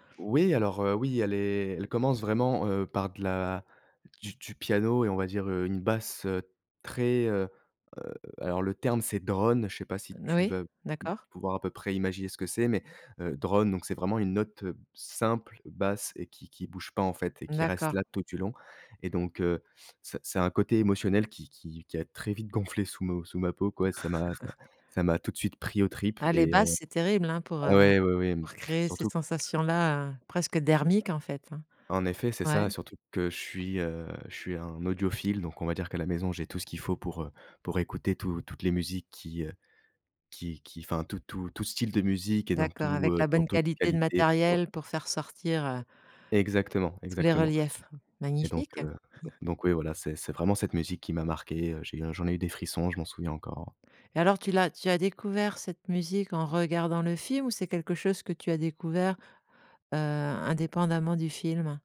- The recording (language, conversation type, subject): French, podcast, Quelle découverte musicale t’a le plus marqué, et pourquoi ?
- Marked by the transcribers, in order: laugh; other noise; chuckle